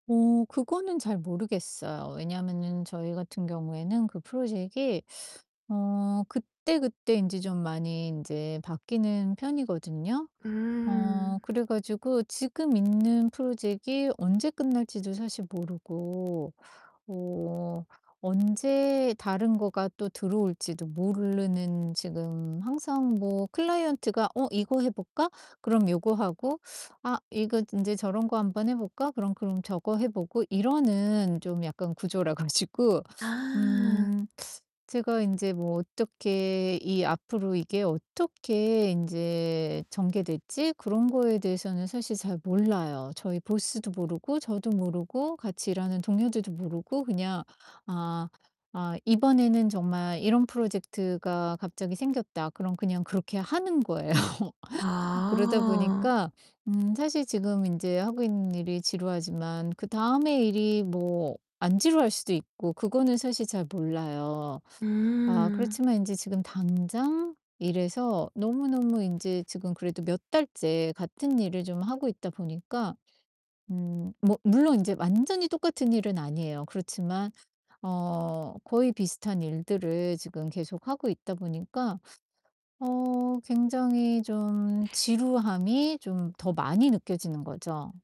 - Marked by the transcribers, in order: distorted speech; laughing while speaking: "구조라"; static; laugh
- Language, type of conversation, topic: Korean, advice, 요즘 일상 업무에서 일의 의미를 잘 느끼지 못하는데, 어떻게 하면 좋을까요?